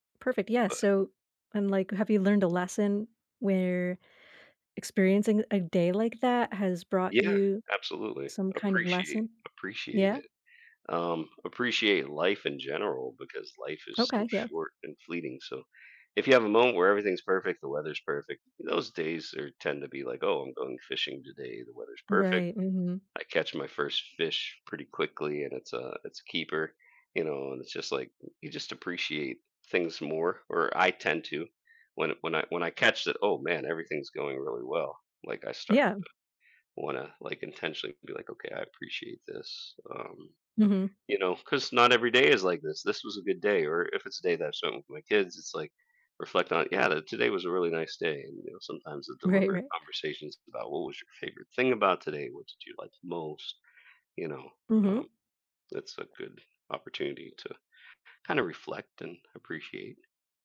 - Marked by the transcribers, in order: other background noise; laughing while speaking: "Right"
- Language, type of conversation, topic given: English, unstructured, What would you do differently if you knew everything would work out in your favor for a day?
- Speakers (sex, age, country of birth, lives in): female, 35-39, United States, United States; male, 50-54, United States, United States